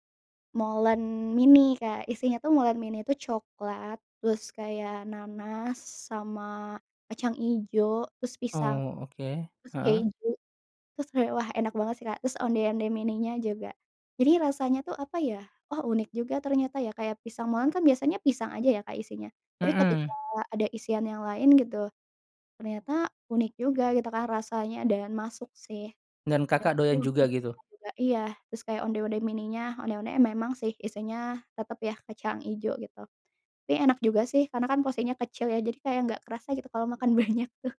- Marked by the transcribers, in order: "kacang" said as "kecang"; laughing while speaking: "banyak tuh"
- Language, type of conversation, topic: Indonesian, podcast, Apa makanan kaki lima favoritmu, dan kenapa kamu menyukainya?